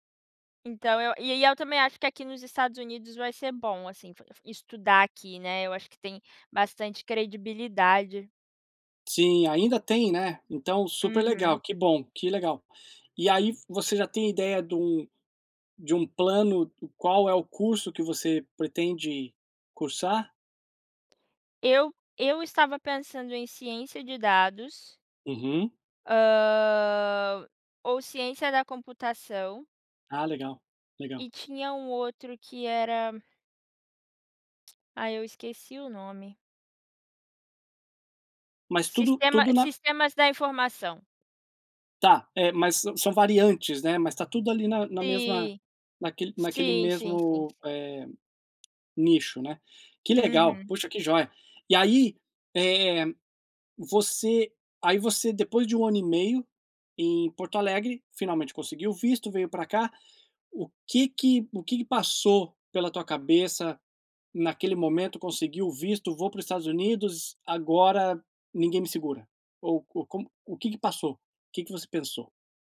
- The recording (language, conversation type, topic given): Portuguese, podcast, Qual foi um momento que realmente mudou a sua vida?
- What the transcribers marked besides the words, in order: none